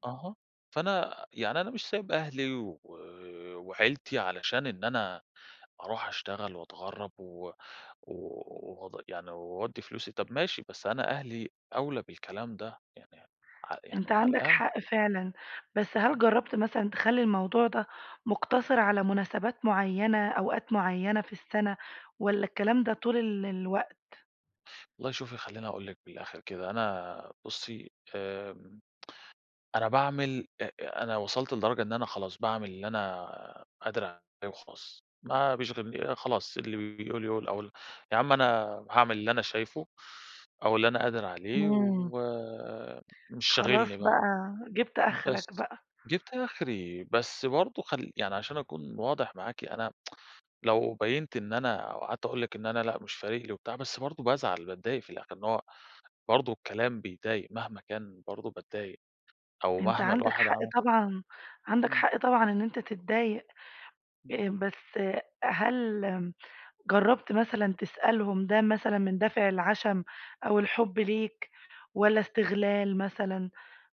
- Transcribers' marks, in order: tapping; tsk
- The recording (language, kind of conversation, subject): Arabic, advice, إزاي بتوصف إحساسك تجاه الضغط الاجتماعي اللي بيخليك تصرف أكتر في المناسبات والمظاهر؟